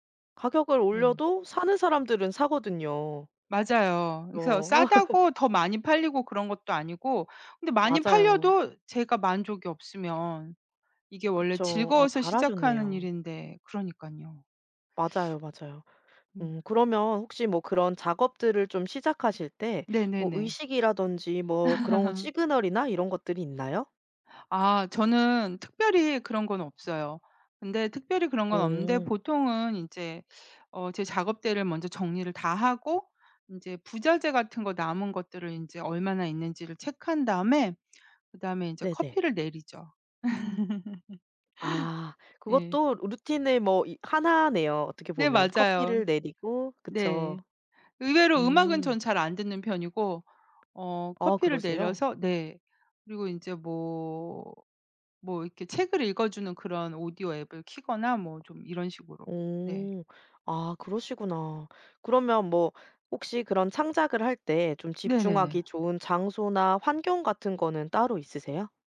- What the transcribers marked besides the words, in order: laugh; other background noise; tapping; laugh
- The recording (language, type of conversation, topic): Korean, podcast, 창작 루틴은 보통 어떻게 짜시는 편인가요?